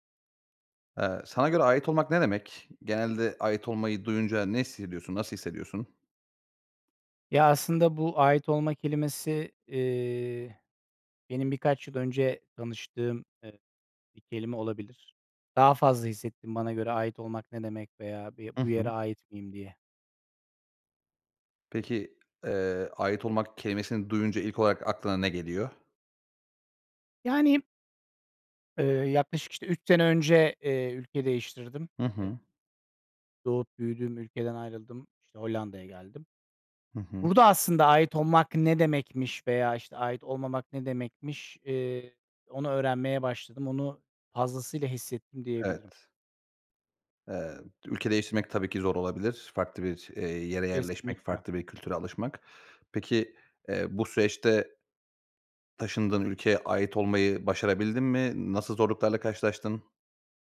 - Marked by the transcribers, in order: none
- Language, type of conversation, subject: Turkish, podcast, Bir yere ait olmak senin için ne anlama geliyor ve bunu ne şekilde hissediyorsun?